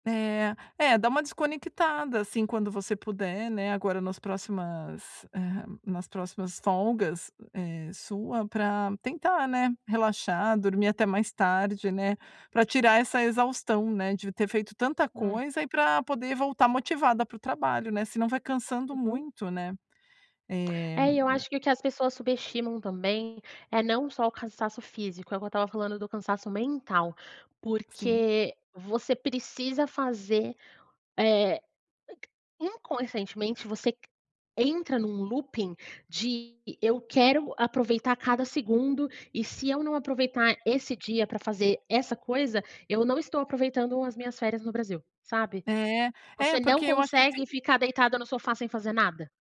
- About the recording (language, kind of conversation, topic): Portuguese, advice, Por que continuo me sentindo exausto mesmo depois das férias?
- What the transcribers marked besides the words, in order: other background noise; tapping; in English: "looping"